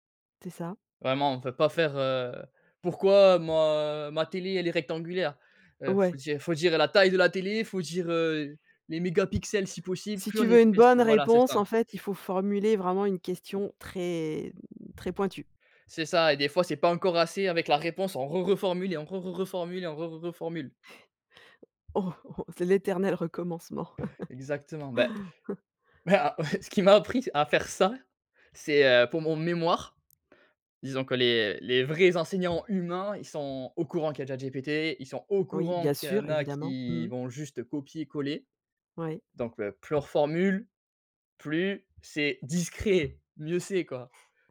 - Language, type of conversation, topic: French, podcast, Comment utilises-tu internet pour apprendre au quotidien ?
- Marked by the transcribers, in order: tapping; stressed: "bonne"; laughing while speaking: "Oh oh !"; laughing while speaking: "Bah ouais"; laugh; stressed: "ça"; stressed: "humains"; stressed: "discret"